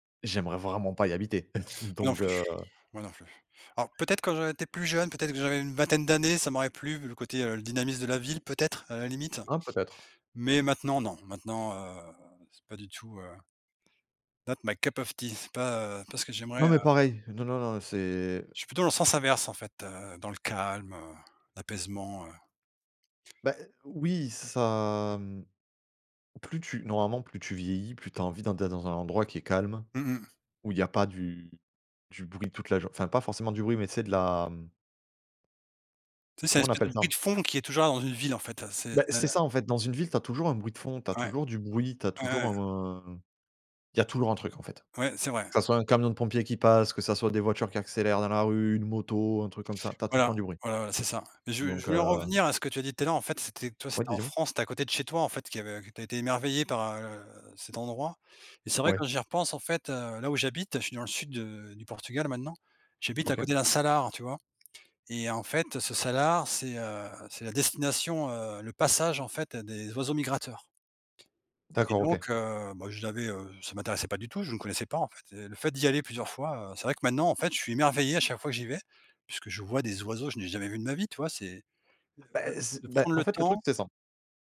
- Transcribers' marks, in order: chuckle; in English: "not my cup of tea !"; unintelligible speech; stressed: "salar"; other background noise
- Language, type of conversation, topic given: French, unstructured, Quelle destination t’a le plus émerveillé ?